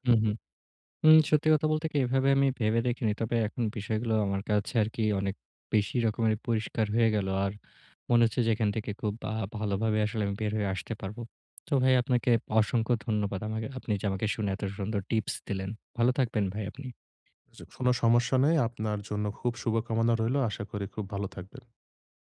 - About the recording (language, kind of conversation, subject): Bengali, advice, ছুটি থাকলেও আমি কীভাবে মানসিক চাপ কমাতে পারি?
- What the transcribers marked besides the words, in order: none